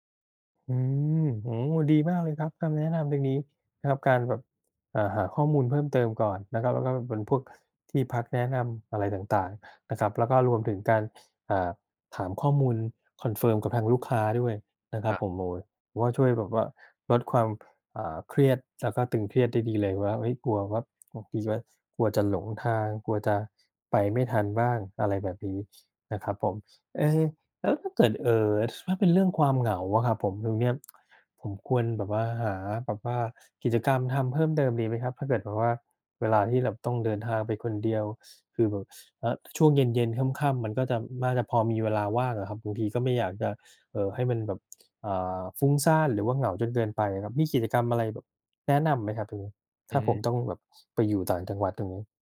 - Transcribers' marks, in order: other background noise; tapping
- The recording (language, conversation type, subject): Thai, advice, คุณปรับตัวอย่างไรหลังย้ายบ้านหรือย้ายไปอยู่เมืองไกลจากบ้าน?